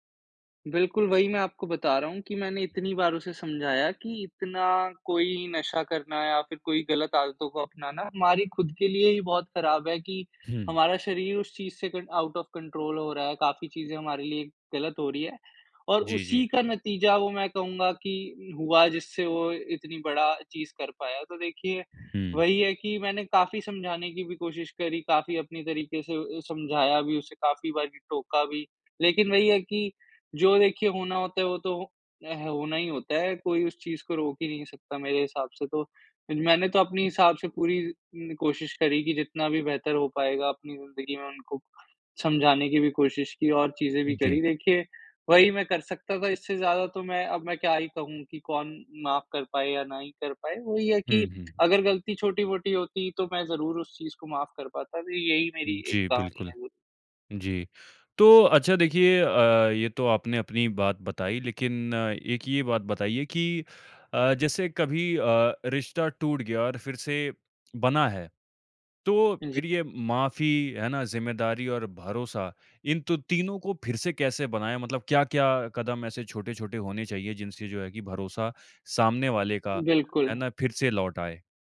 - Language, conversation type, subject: Hindi, podcast, टूटे हुए पुराने रिश्तों को फिर से जोड़ने का रास्ता क्या हो सकता है?
- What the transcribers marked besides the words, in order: in English: "कंट आउट ऑफ़ कंट्रोल"; tapping